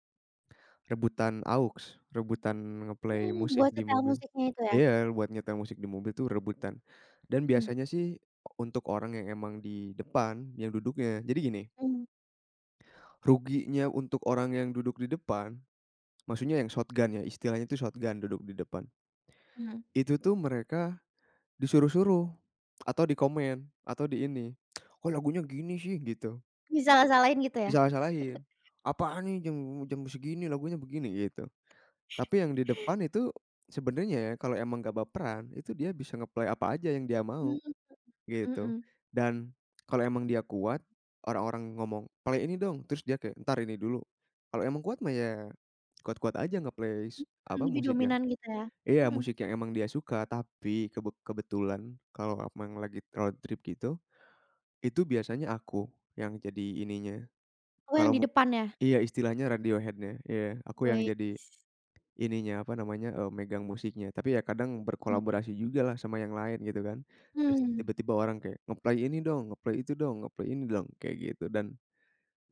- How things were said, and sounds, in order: in English: "aux"; in English: "nge-play"; other background noise; in English: "shotgun"; in English: "shotgun"; chuckle; chuckle; in English: "nge-play"; in English: "Play"; in English: "nge-play"; in English: "road trip"; in English: "radio head-nya"; in English: "nge-play"; in English: "nge-play"; in English: "nge-play"
- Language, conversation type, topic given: Indonesian, podcast, Pernahkah kalian membuat dan memakai daftar putar bersama saat road trip?
- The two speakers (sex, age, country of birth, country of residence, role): female, 20-24, Indonesia, Indonesia, host; male, 20-24, Indonesia, Indonesia, guest